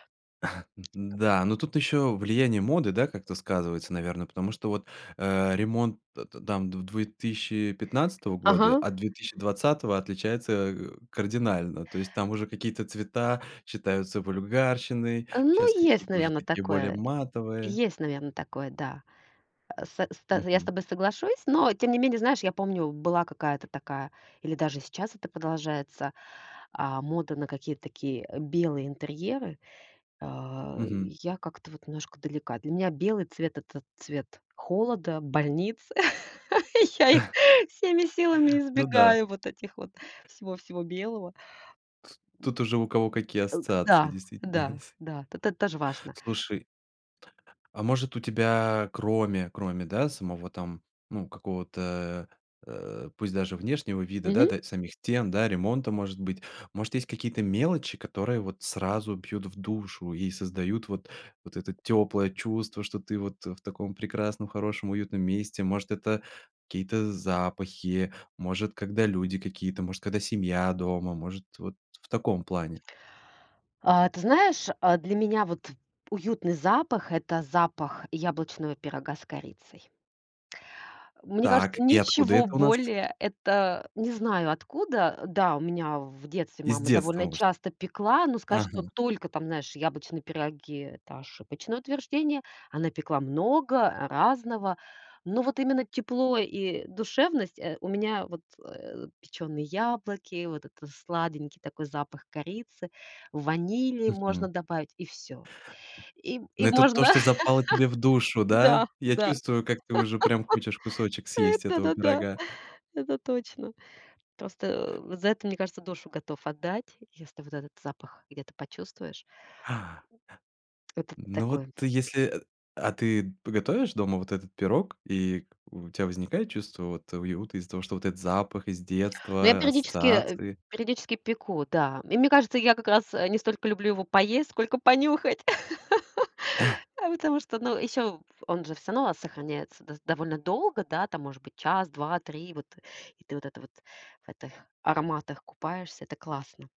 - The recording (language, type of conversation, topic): Russian, podcast, Что делает дом по‑настоящему тёплым и приятным?
- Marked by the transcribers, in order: chuckle; tapping; chuckle; laughing while speaking: "Я их"; other noise; chuckle; laugh; laugh; chuckle; "этих" said as "этох"